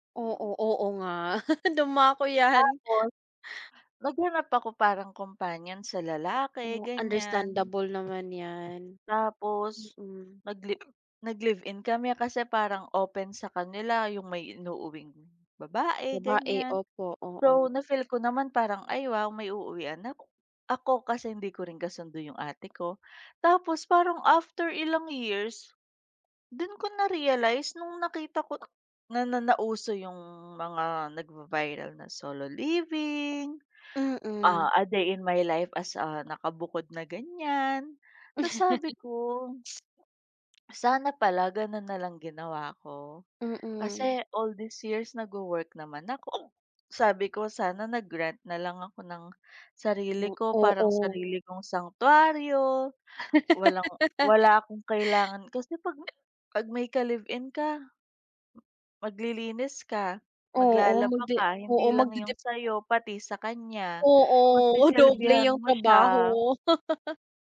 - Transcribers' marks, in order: laugh; other background noise; hiccup; laugh; hiccup; laugh; hiccup; laugh
- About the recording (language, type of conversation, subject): Filipino, unstructured, Paano mo hinarap ang sitwasyong hindi sumang-ayon ang pamilya mo sa desisyon mo?
- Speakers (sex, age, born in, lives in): female, 25-29, Philippines, Philippines; female, 30-34, Philippines, Philippines